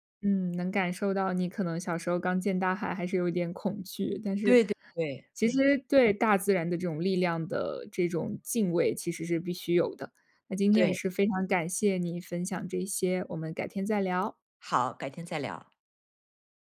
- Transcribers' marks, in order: tapping; other background noise
- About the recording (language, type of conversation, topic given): Chinese, podcast, 你第一次看到大海时是什么感觉？